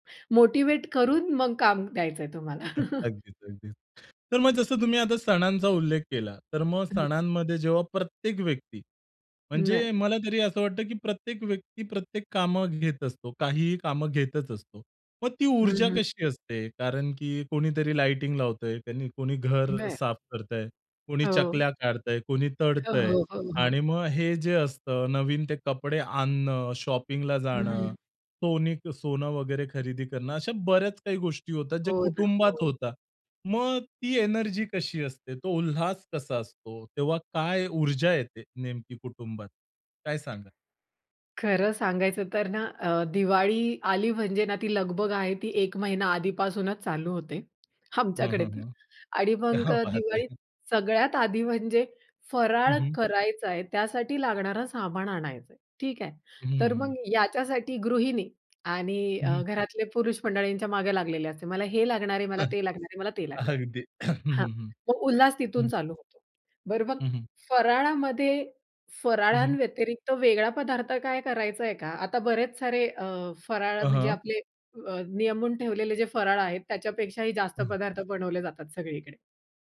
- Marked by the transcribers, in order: other background noise; chuckle; "तळतंय" said as "टडतंय"; tapping; laughing while speaking: "क्या बात है!"; in Hindi: "क्या बात है!"; chuckle; throat clearing
- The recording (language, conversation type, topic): Marathi, podcast, घरातील कामे कुटुंबातील सदस्यांमध्ये वाटून देताना तुम्ही व्यवस्था कशी करता?